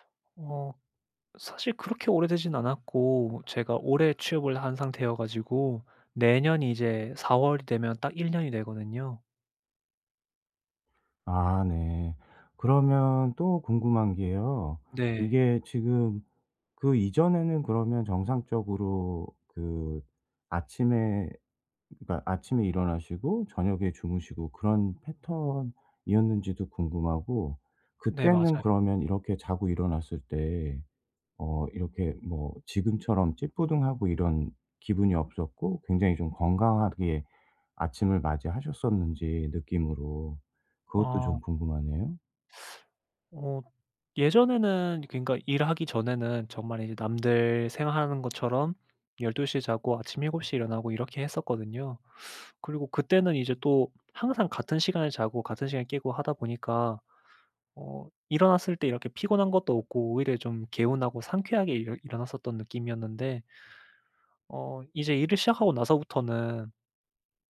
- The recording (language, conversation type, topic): Korean, advice, 아침에 더 개운하게 일어나려면 어떤 간단한 방법들이 있을까요?
- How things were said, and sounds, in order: tapping; other background noise